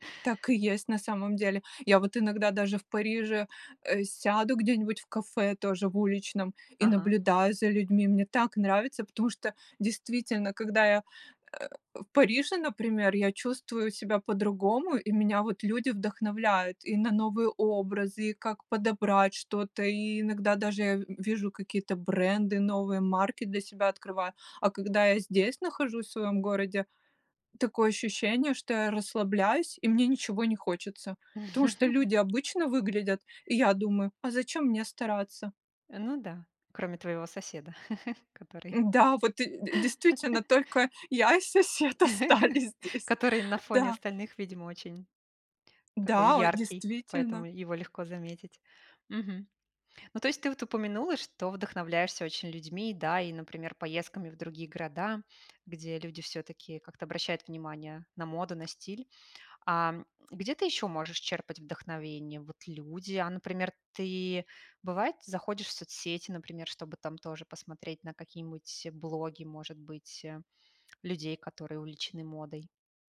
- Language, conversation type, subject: Russian, podcast, Откуда ты черпаешь вдохновение для создания образов?
- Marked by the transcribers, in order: grunt; chuckle; tapping; other background noise; chuckle; laugh; laughing while speaking: "я и сосед остались здесь"; laugh; tongue click